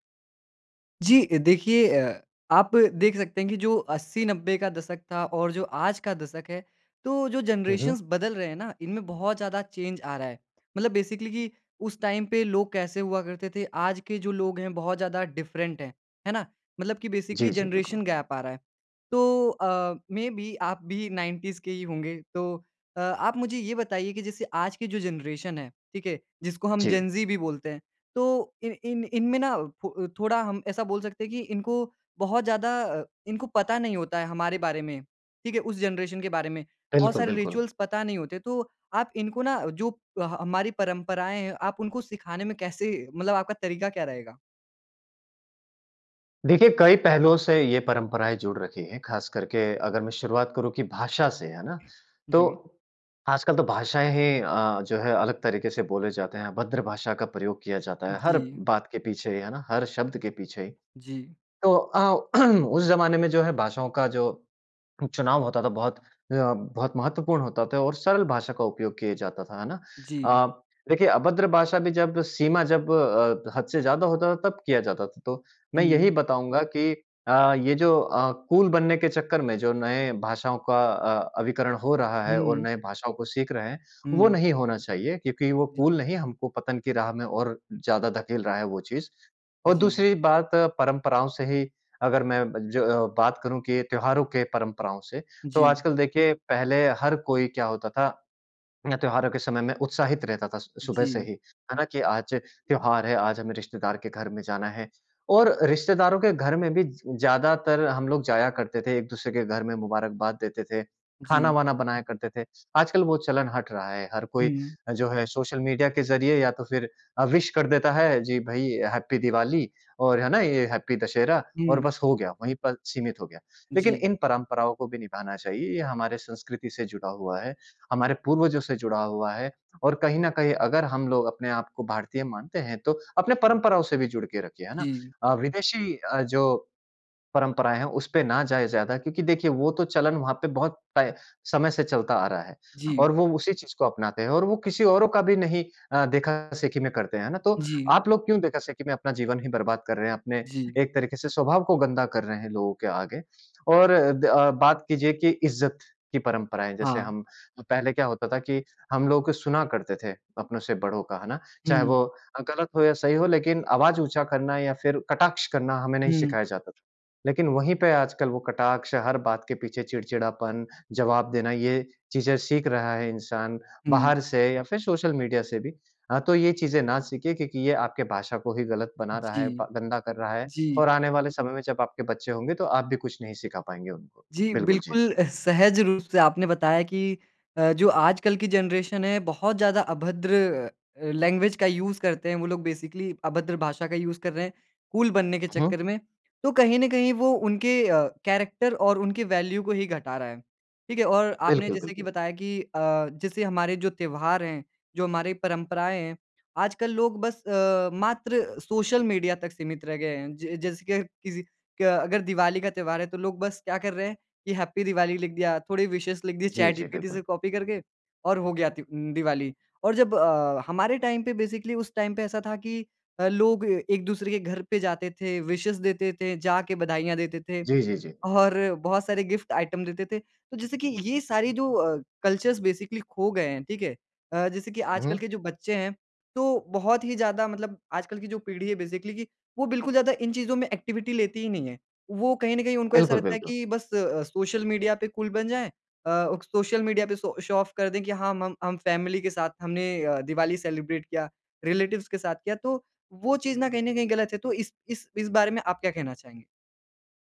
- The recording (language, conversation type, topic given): Hindi, podcast, नई पीढ़ी तक परंपराएँ पहुँचाने का आपका तरीका क्या है?
- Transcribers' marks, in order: in English: "जनरेशन्स"; in English: "चेंज"; in English: "बेसिकली"; in English: "टाइम"; in English: "डिफ़रेंट"; in English: "बेसिकली जनरेशन गैप"; in English: "मेबी"; in English: "नाइनटीज़"; in English: "जनरेशन"; in English: "जनरेशन"; in English: "रिचुअल्स"; throat clearing; in English: "कूल"; in English: "कूल"; in English: "विश"; in English: "हैप्पी"; in English: "हैप्पी"; "देखा-देखी" said as "देखा-सेखी"; "देखा-देखी" said as "देखा-सेखी"; in English: "जनरेशन"; in English: "लैंग्वेज"; in English: "यूज़"; in English: "बेसिकली"; in English: "यूज़"; in English: "कूल"; in English: "कैरेक्टर"; in English: "वैल्यू"; in English: "हैप्पी"; in English: "विशेज़"; in English: "टाइम"; in English: "बेसिकली"; in English: "टाइम"; in English: "विशेज़"; in English: "गिफ़्ट आइटम"; in English: "कल्चर्स बेसिकली"; in English: "बेसिकली"; in English: "एक्टिविटी"; in English: "कूल"; in English: "शो ऑफ़"; in English: "फ़ैमिली"; in English: "सेलिब्रेट"; in English: "रिलेटिव्स"